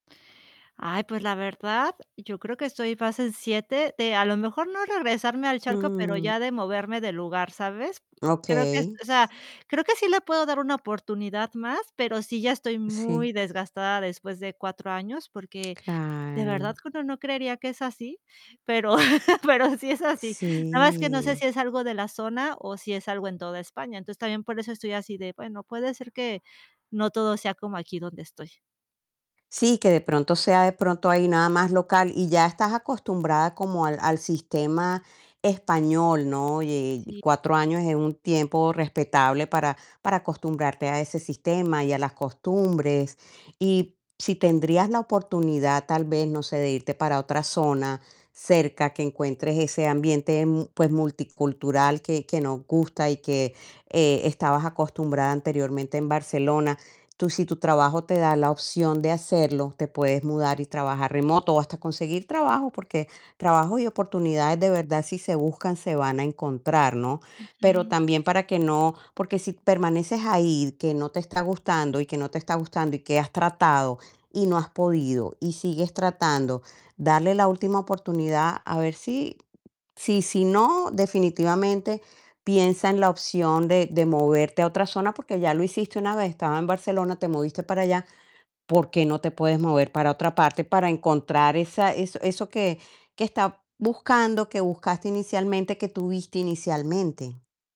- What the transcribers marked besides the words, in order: static; tapping; chuckle; distorted speech
- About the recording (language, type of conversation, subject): Spanish, advice, ¿Cómo has vivido el choque cultural al mudarte a otro país?